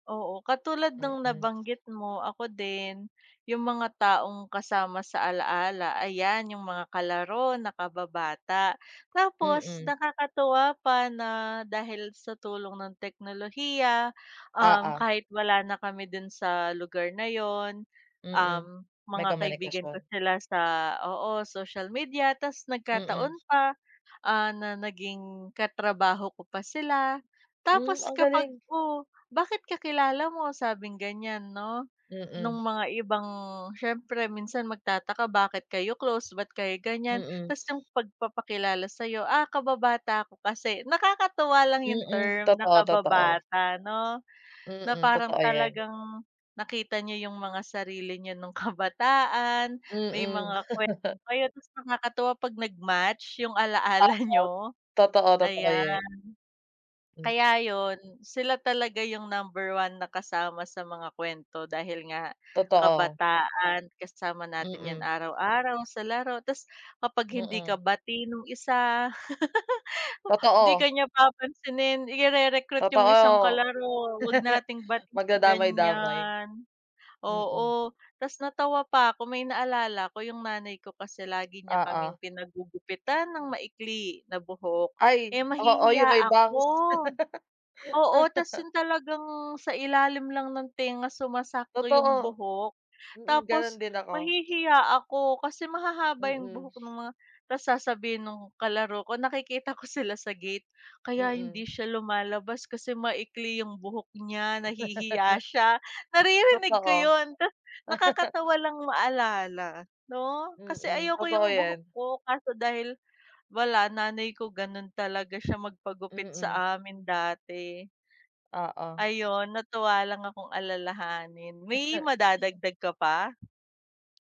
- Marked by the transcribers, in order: laugh; laugh; laugh; laugh; laugh; laugh; fan; laugh
- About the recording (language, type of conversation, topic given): Filipino, unstructured, Anong alaala ang madalas mong balikan kapag nag-iisa ka?
- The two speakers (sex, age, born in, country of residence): female, 30-34, Philippines, Philippines; female, 30-34, Philippines, Philippines